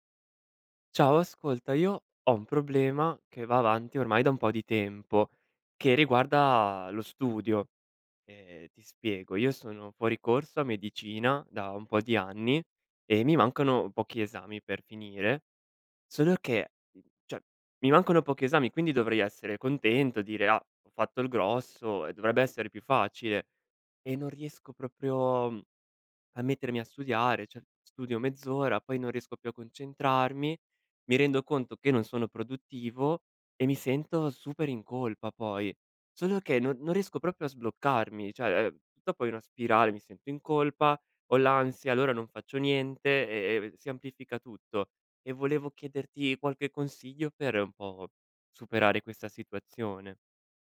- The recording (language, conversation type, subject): Italian, advice, Perché mi sento in colpa o in ansia quando non sono abbastanza produttivo?
- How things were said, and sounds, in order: "cioè" said as "ceh"